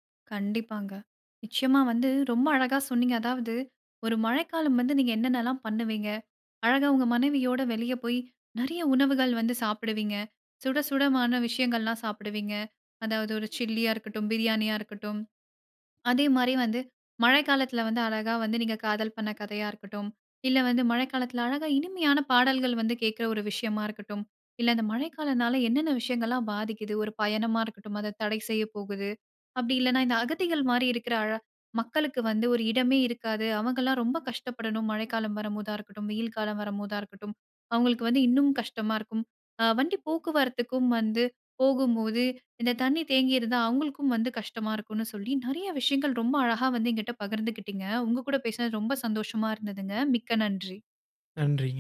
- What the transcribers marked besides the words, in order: none
- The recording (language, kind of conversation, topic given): Tamil, podcast, மழைக்காலம் உங்களை எவ்வாறு பாதிக்கிறது?